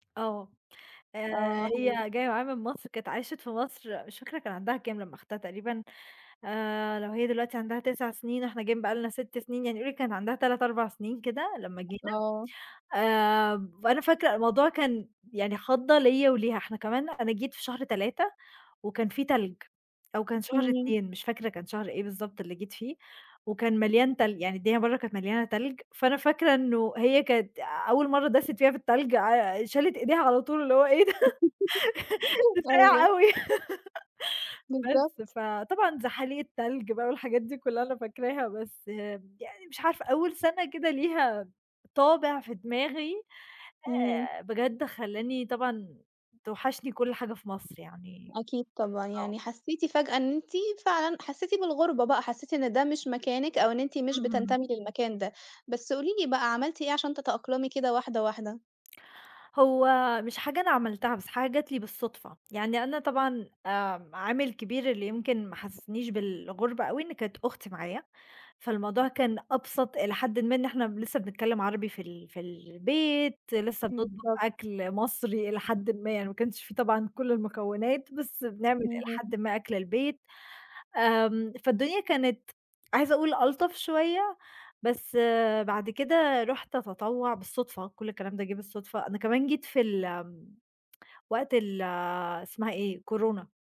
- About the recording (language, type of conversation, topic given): Arabic, podcast, إزاي الهجرة أو السفر غيّر إحساسك بالجذور؟
- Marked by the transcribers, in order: tapping; laugh; laughing while speaking: "إيه ده؟ ها ساقع أوي"; laugh